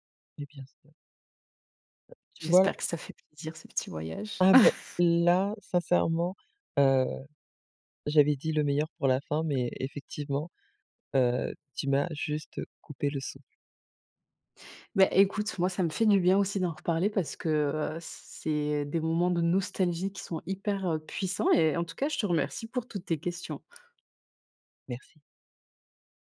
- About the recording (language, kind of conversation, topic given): French, podcast, Quel paysage t’a coupé le souffle en voyage ?
- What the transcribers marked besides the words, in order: chuckle; other background noise; tapping